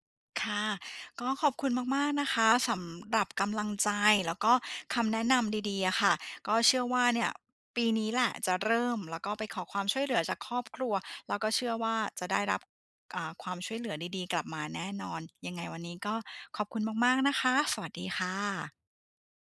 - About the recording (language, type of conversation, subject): Thai, advice, คุณรู้สึกกดดันช่วงเทศกาลและวันหยุดเวลาต้องไปงานเลี้ยงกับเพื่อนและครอบครัวหรือไม่?
- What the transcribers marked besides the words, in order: none